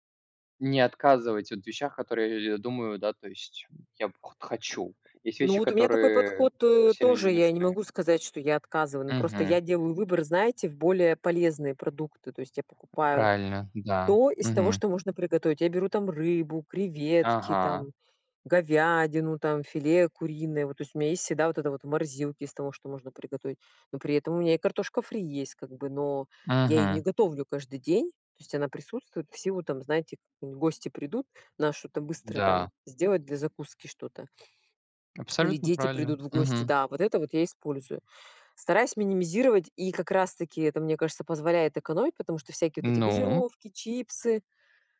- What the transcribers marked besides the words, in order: tapping; other background noise
- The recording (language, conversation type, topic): Russian, unstructured, Как вы обычно планируете бюджет на месяц?